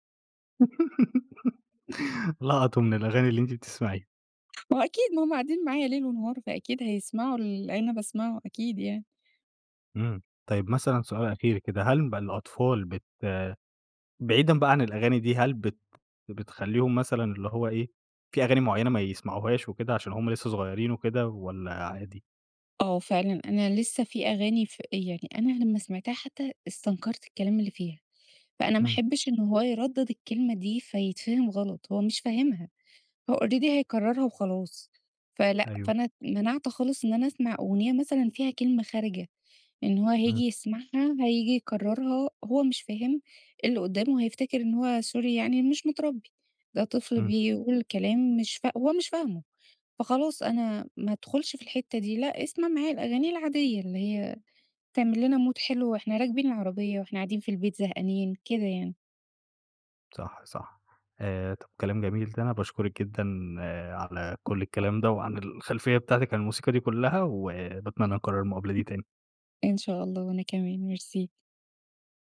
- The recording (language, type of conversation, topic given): Arabic, podcast, إيه أول أغنية خلتك تحب الموسيقى؟
- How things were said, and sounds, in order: giggle; tapping; in English: "Already"; in English: "مود"